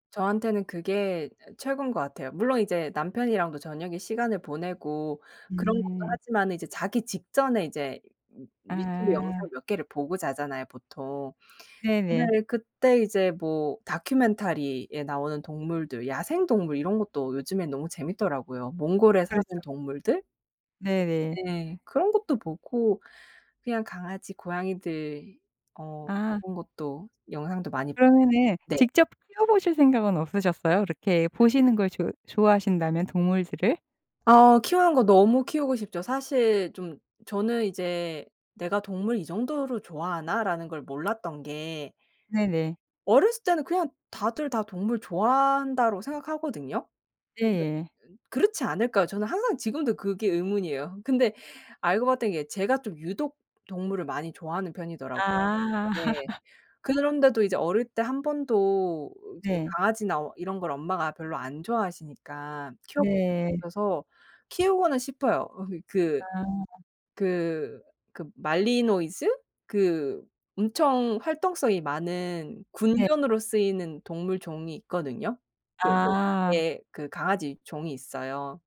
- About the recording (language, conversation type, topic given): Korean, podcast, 일 끝나고 진짜 쉬는 법은 뭐예요?
- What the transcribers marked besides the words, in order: other background noise; laugh